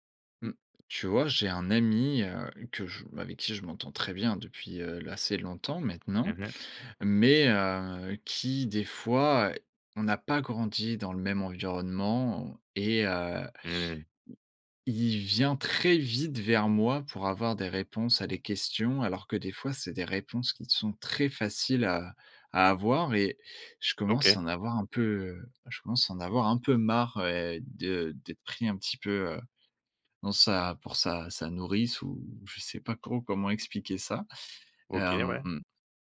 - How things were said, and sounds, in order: none
- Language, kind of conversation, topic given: French, advice, Comment poser des limites à un ami qui te demande trop de temps ?